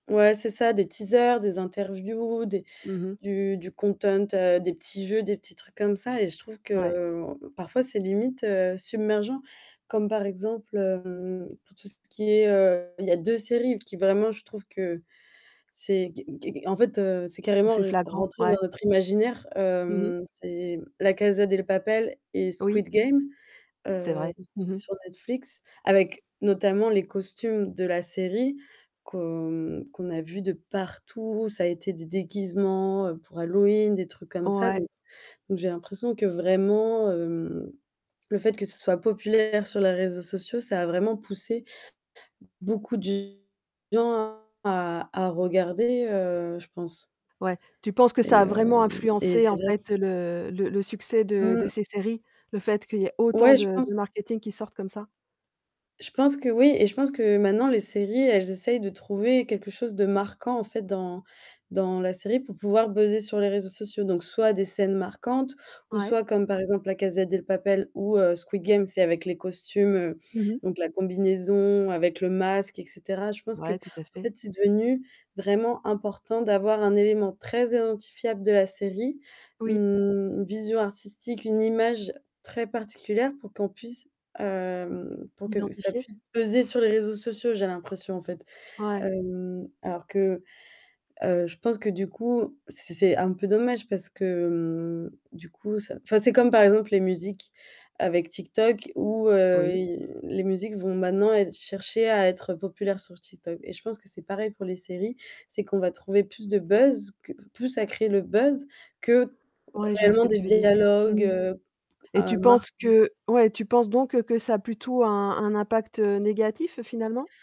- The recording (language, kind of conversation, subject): French, podcast, Quel rôle les réseaux sociaux jouent-ils dans la création du buzz autour d’une série ?
- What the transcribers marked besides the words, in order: static; in English: "content"; other background noise; distorted speech; "La Casa De Papel" said as "La Casa Del Papel"; tapping; "La Casa De Papel" said as "La Casa Del Papel"; other noise